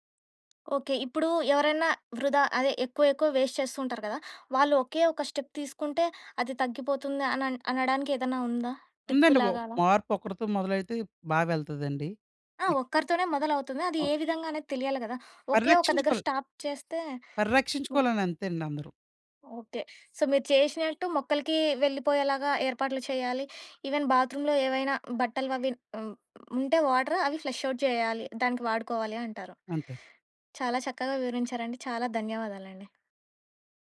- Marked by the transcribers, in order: tapping; in English: "వేస్ట్"; in English: "స్టెప్"; in English: "టిప్"; other background noise; horn; in English: "స్టాప్"; in English: "సో"; in English: "ఈవెన్ బాత్‌రూమ్‌లో"; in English: "వాటర్"; in English: "ఫ్లష్ ఔట్"
- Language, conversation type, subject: Telugu, podcast, ఇంట్లో నీటిని ఆదా చేయడానికి మనం చేయగల పనులు ఏమేమి?